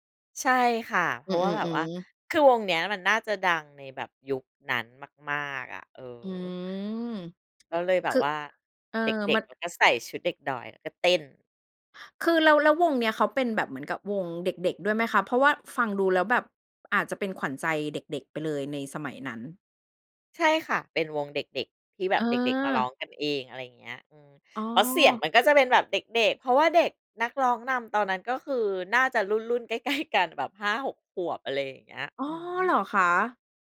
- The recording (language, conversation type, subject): Thai, podcast, คุณยังจำเพลงแรกที่คุณชอบได้ไหม?
- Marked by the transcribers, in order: tapping; laughing while speaking: "ใกล้ ๆ"